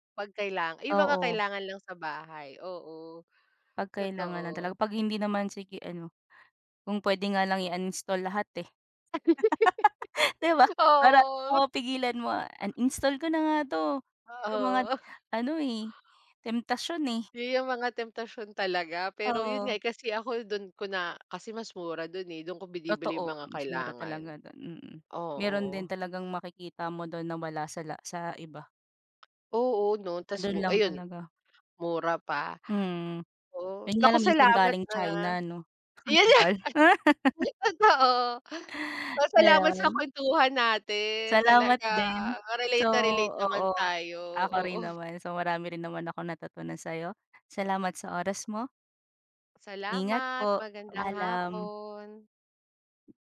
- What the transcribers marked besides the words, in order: tapping; laugh; cough; background speech; other background noise; chuckle; laughing while speaking: "Totoo"; laugh
- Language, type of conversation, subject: Filipino, unstructured, Paano ka nagsisimulang mag-ipon ng pera, at ano ang pinakaepektibong paraan para magbadyet?